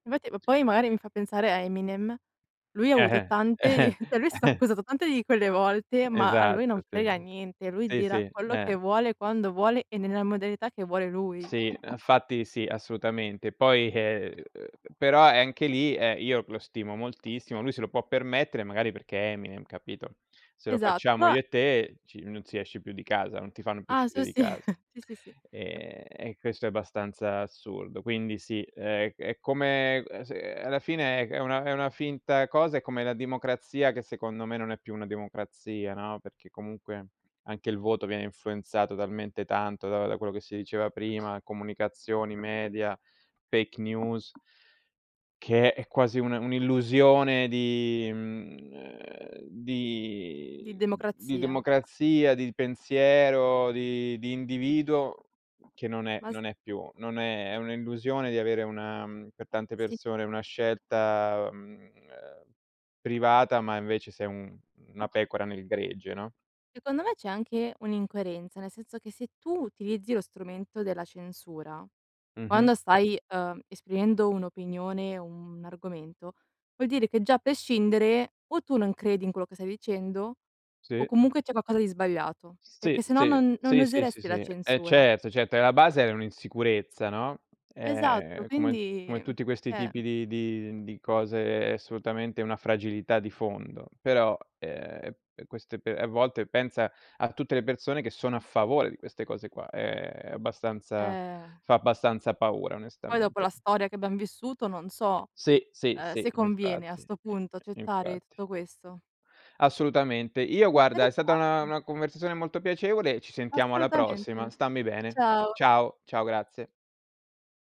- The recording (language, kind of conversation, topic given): Italian, unstructured, Pensi che la censura possa essere giustificata nelle notizie?
- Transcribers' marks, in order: scoff; chuckle; tapping; other background noise; "infatti" said as "anfatti"; "Però" said as "pro"; chuckle; other noise; in English: "fake news"; "prescindere" said as "pescindere"; "cioè" said as "ceh"; drawn out: "Eh"